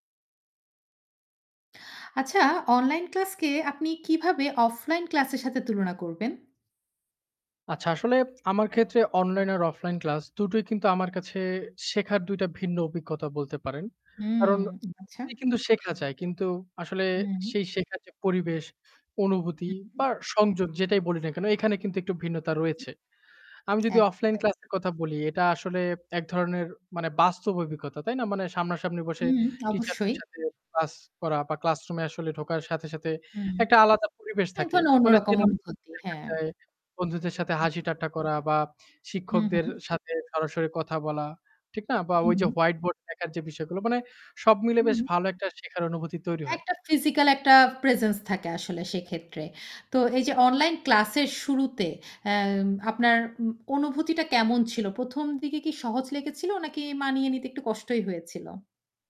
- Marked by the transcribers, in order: static; tapping; distorted speech; tongue click; lip smack; unintelligible speech; in English: "white board"; in English: "physical"; in English: "presence"; other background noise
- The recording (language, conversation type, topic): Bengali, podcast, তুমি অনলাইন ক্লাসকে অফলাইন ক্লাসের সঙ্গে কীভাবে তুলনা করো?
- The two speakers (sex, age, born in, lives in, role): female, 35-39, Bangladesh, Finland, host; male, 25-29, Bangladesh, Bangladesh, guest